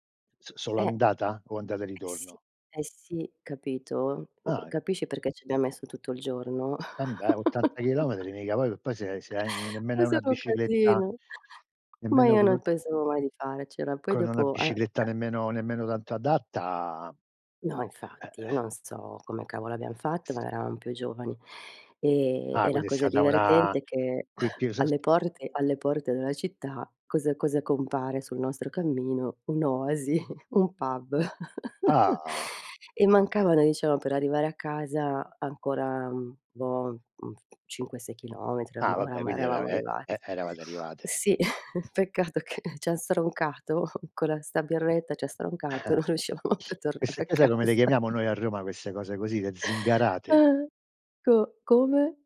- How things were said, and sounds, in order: tapping; chuckle; laughing while speaking: "È solo un casino"; other background noise; chuckle; chuckle; giggle; chuckle; laughing while speaking: "peccato che c'ha stroncato co … tornare a casa"; chuckle
- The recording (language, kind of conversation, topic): Italian, unstructured, Qual è lo sport che preferisci per mantenerti in forma?